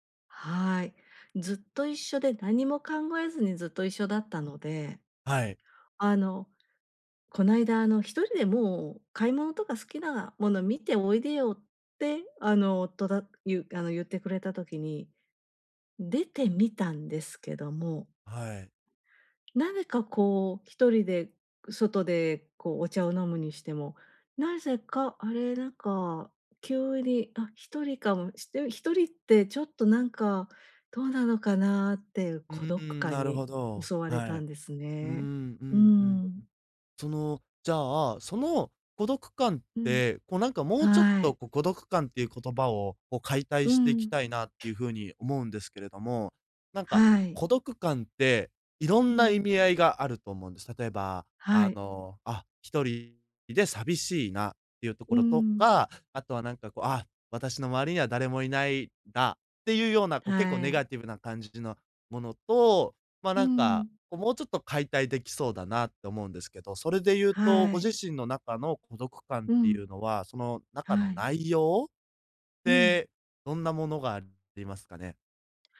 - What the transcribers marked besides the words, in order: tapping; other background noise
- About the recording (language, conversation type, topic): Japanese, advice, 別れた後の孤独感をどうやって乗り越えればいいですか？